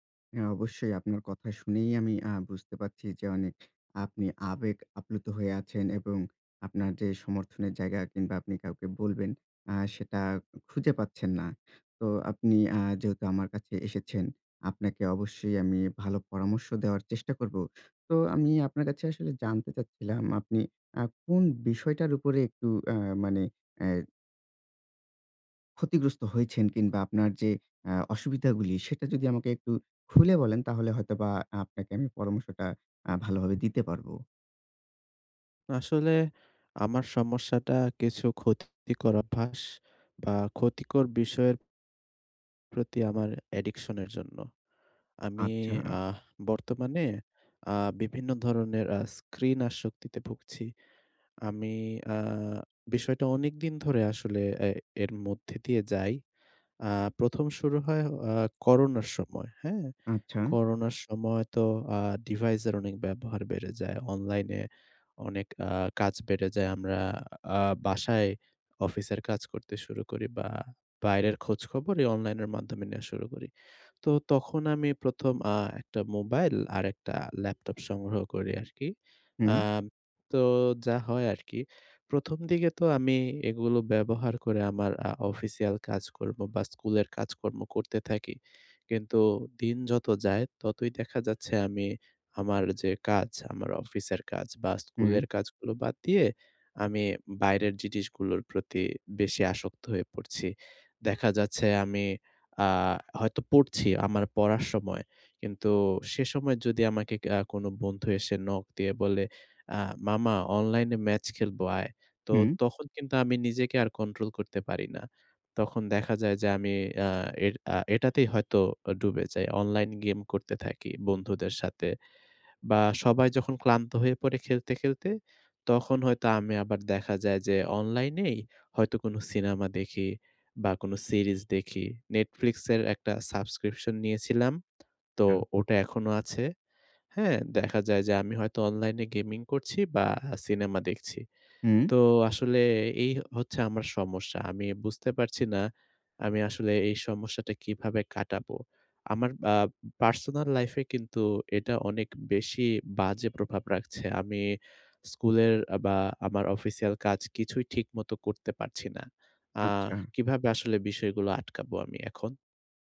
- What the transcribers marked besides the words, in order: tapping; other background noise; "জিনিসগুলোর" said as "জিটিসগুলোর"; horn
- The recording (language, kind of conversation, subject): Bengali, advice, আমি কীভাবে ট্রিগার শনাক্ত করে সেগুলো বদলে ক্ষতিকর অভ্যাস বন্ধ রাখতে পারি?
- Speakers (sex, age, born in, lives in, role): male, 20-24, Bangladesh, Bangladesh, user; male, 25-29, Bangladesh, Bangladesh, advisor